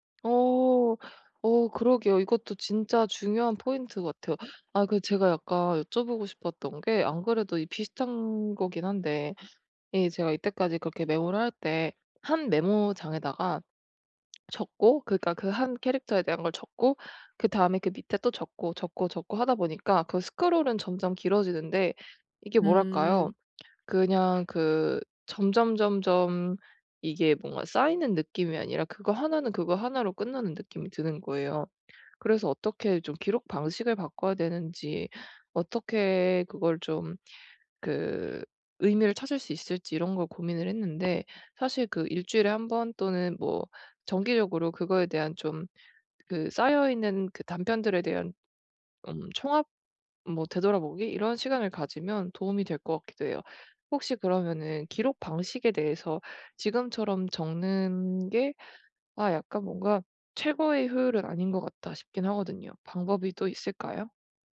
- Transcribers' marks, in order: tapping; other background noise; lip smack
- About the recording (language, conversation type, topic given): Korean, advice, 일상에서 영감을 쉽게 모으려면 어떤 습관을 들여야 할까요?